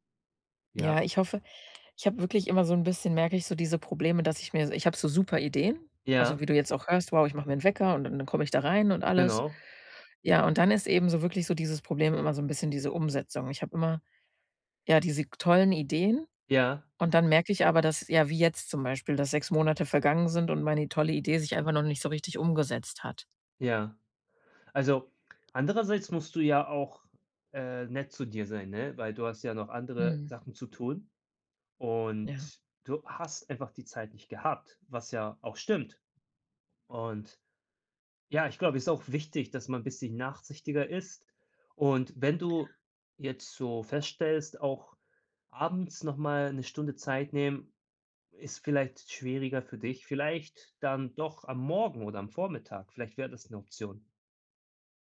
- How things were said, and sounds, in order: none
- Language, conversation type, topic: German, advice, Wie kann ich eine Routine für kreatives Arbeiten entwickeln, wenn ich regelmäßig kreativ sein möchte?